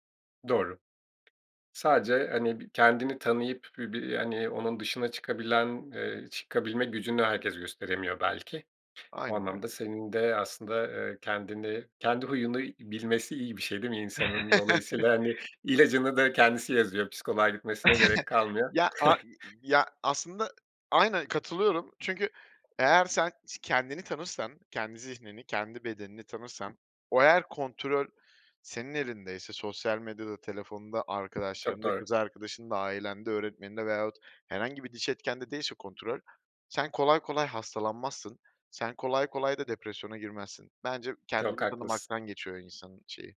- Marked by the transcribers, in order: tapping; chuckle; chuckle; "kontrol" said as "kontröl"; other background noise
- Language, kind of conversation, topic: Turkish, podcast, Vücudunun sınırlarını nasıl belirlersin ve ne zaman “yeter” demen gerektiğini nasıl öğrenirsin?
- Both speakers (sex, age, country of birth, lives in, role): male, 30-34, Turkey, Poland, guest; male, 40-44, Turkey, Portugal, host